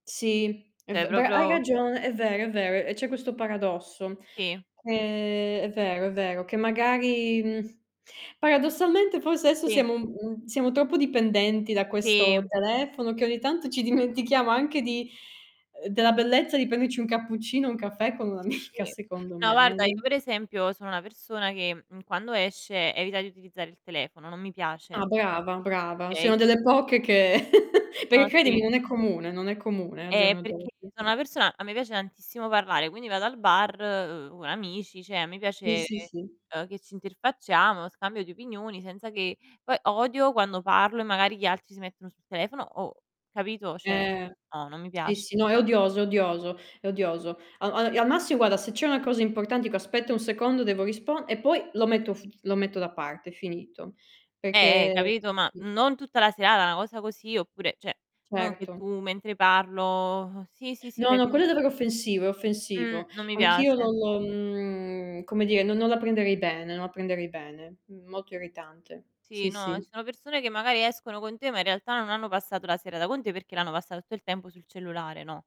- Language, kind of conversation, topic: Italian, unstructured, In che modo la tecnologia ti aiuta a restare in contatto con i tuoi amici?
- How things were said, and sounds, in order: "Cioè proprio" said as "ceh proprlo"; drawn out: "Ehm"; tapping; distorted speech; laughing while speaking: "amica"; "Cioè" said as "ceh"; "cioè" said as "ceh"; chuckle; other background noise; "cioè" said as "ceh"; unintelligible speech; "Cioè" said as "scioè"; "cioè" said as "ceh"; drawn out: "mhmm"